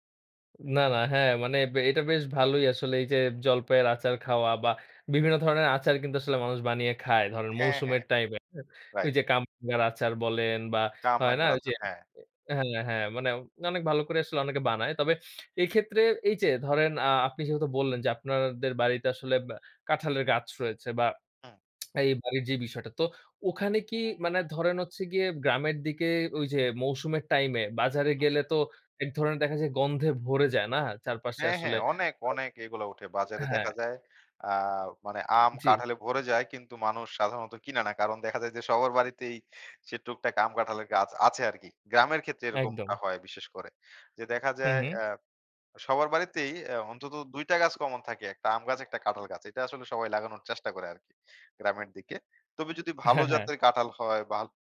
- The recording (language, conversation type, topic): Bengali, podcast, স্থানীয় মরসুমি খাবার কীভাবে সরল জীবনযাপনে সাহায্য করে?
- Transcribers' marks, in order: other background noise; lip smack; tapping